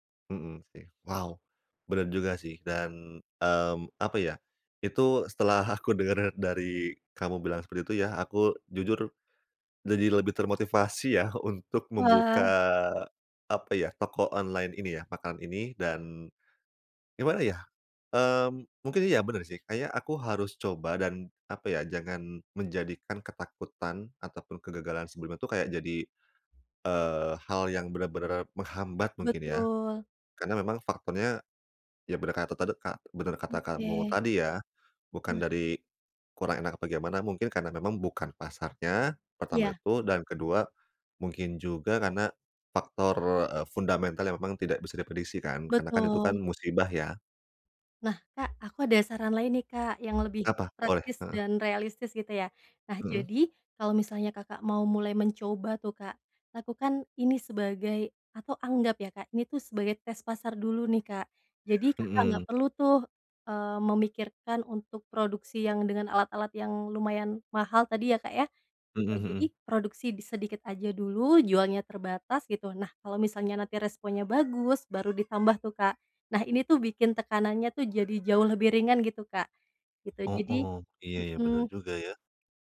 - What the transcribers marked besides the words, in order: other background noise
- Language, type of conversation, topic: Indonesian, advice, Bagaimana cara memulai hal baru meski masih ragu dan takut gagal?